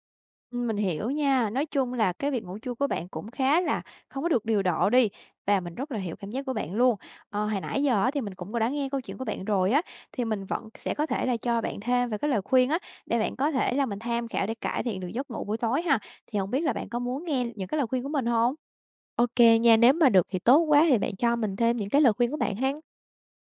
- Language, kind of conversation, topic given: Vietnamese, advice, Ngủ trưa quá lâu có khiến bạn khó ngủ vào ban đêm không?
- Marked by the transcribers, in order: tapping